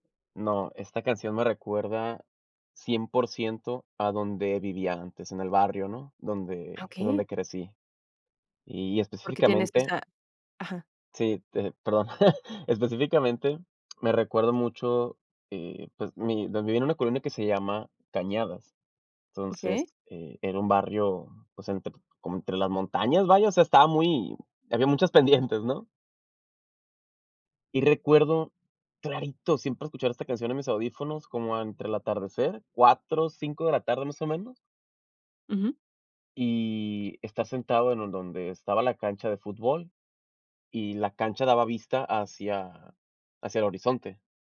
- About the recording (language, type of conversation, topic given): Spanish, podcast, ¿Qué canción te devuelve a una época concreta de tu vida?
- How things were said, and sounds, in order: chuckle